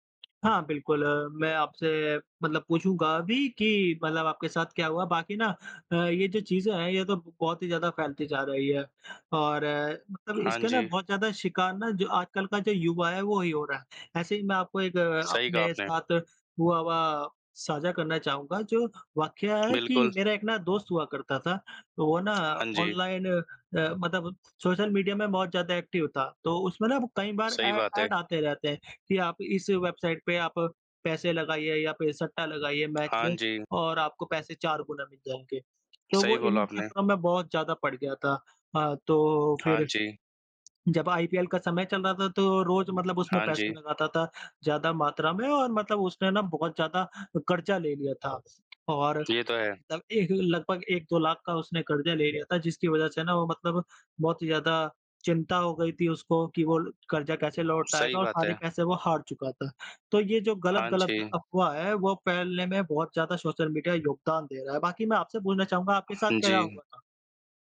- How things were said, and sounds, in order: in English: "एक्टिव"; in English: "ऐ ऐड"
- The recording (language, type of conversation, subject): Hindi, unstructured, क्या सोशल मीडिया झूठ और अफवाहें फैलाने में मदद कर रहा है?